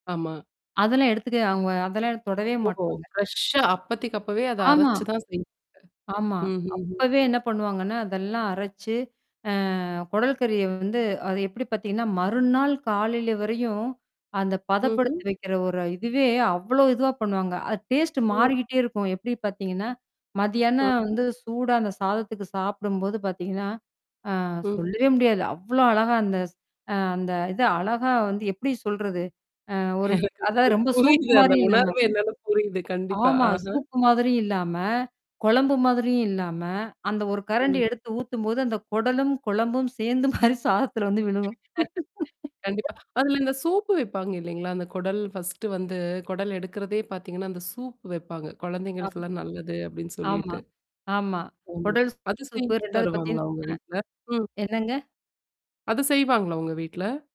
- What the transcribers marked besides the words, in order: other noise; static; in English: "ஃப்ரெஷ்ஷா"; distorted speech; other background noise; mechanical hum; in English: "டேஸ்ட்"; giggle; tapping; chuckle; giggle; "விழுகும்" said as "விழுவும்"; laugh; in English: "ஃபர்ஸ்ட்டு"
- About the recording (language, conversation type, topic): Tamil, podcast, அம்மாவின் பிரபலமான சமையல் செய்முறையைப் பற்றி சொல்ல முடியுமா?